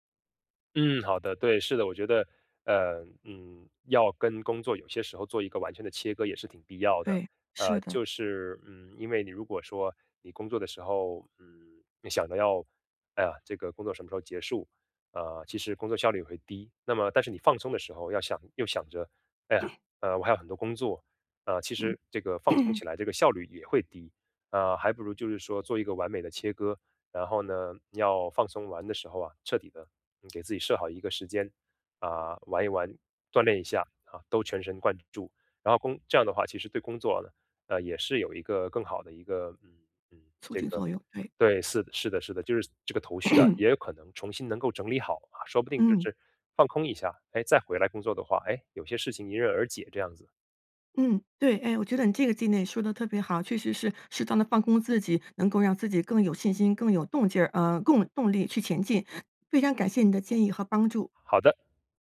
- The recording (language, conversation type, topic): Chinese, advice, 你因为工作太忙而完全停掉运动了吗？
- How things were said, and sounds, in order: throat clearing; throat clearing; throat clearing; "建议" said as "建内"